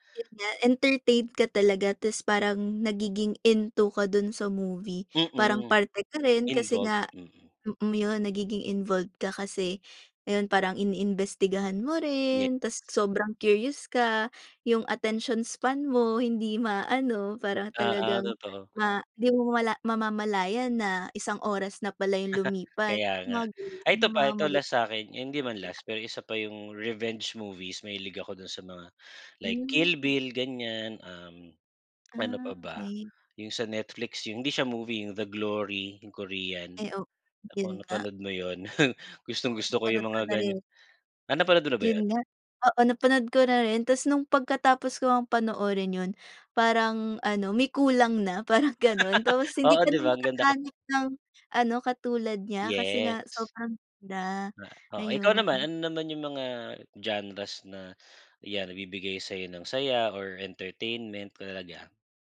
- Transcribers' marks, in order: in English: "attention span"; laugh; unintelligible speech; laughing while speaking: "yun"; laugh; laughing while speaking: "parang"
- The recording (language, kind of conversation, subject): Filipino, unstructured, Ano ang huling pelikulang talagang nagpasaya sa’yo?